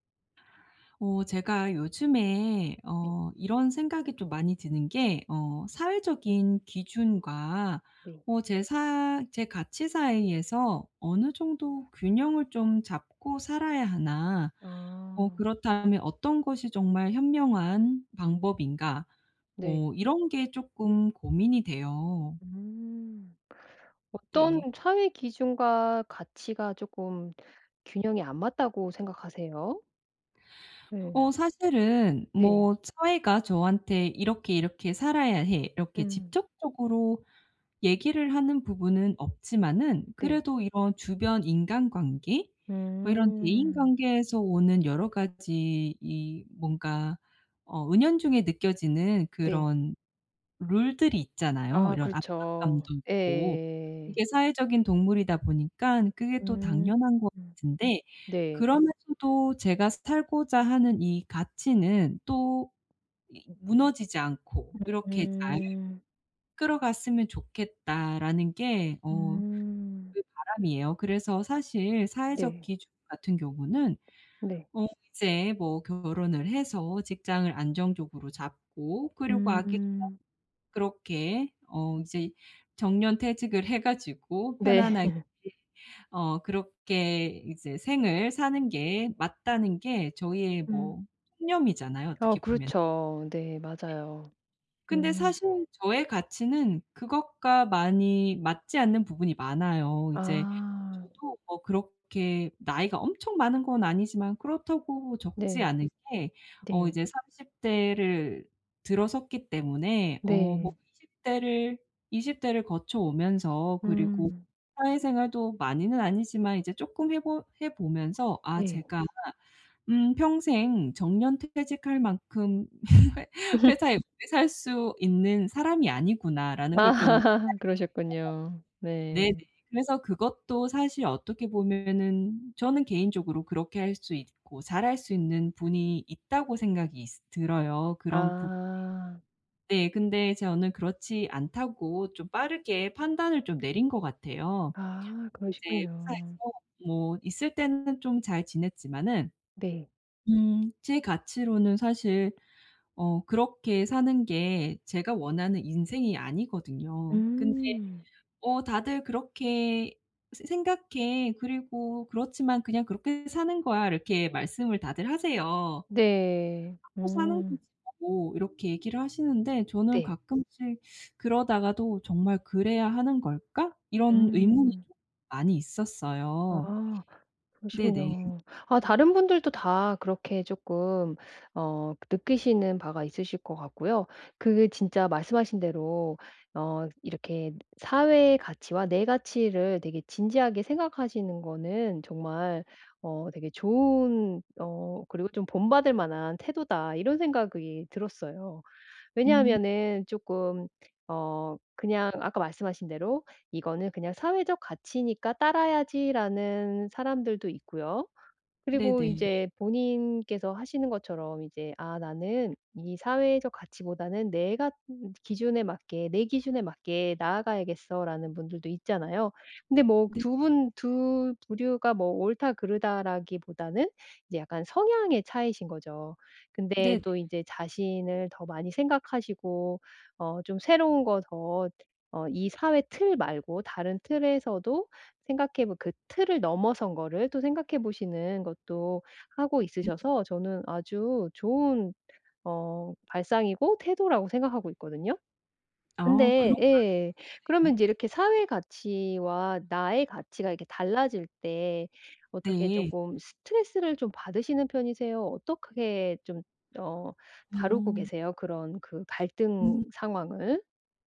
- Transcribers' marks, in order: tapping; other background noise; "직접적으로" said as "집접적으로"; "살고자" said as "스탈고자"; unintelligible speech; laugh; laughing while speaking: "회"; laugh; unintelligible speech; laugh; unintelligible speech
- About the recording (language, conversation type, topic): Korean, advice, 사회적 기준과 개인적 가치 사이에서 어떻게 균형을 찾을 수 있을까요?